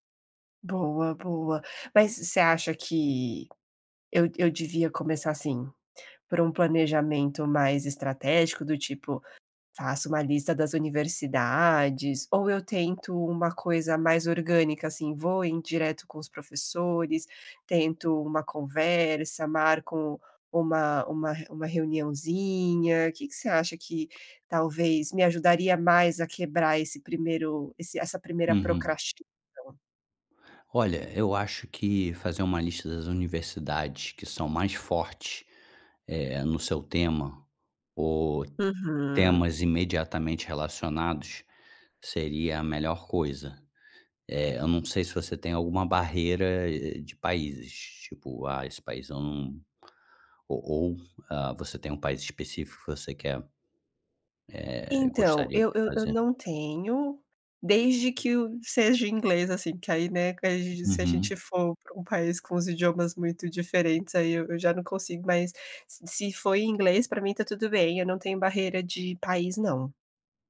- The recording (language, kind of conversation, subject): Portuguese, advice, Como você lida com a procrastinação frequente em tarefas importantes?
- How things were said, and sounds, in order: tapping